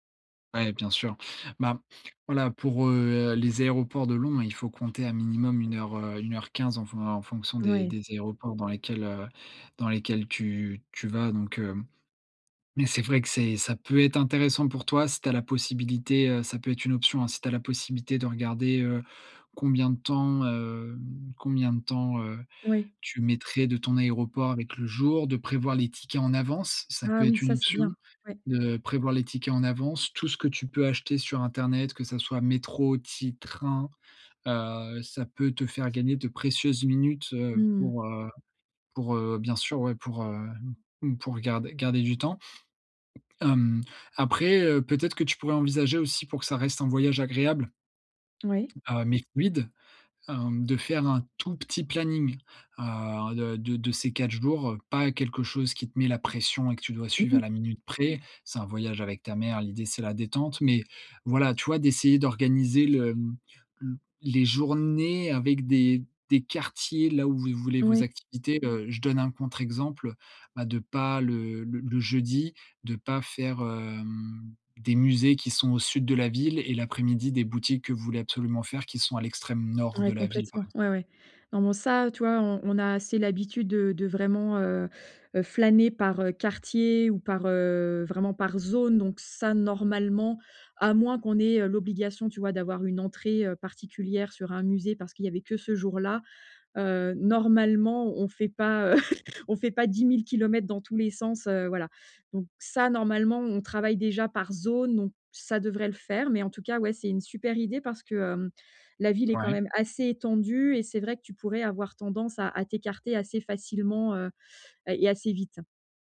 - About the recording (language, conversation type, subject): French, advice, Comment profiter au mieux de ses voyages quand on a peu de temps ?
- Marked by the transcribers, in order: other background noise; stressed: "journées"; chuckle; stressed: "zone"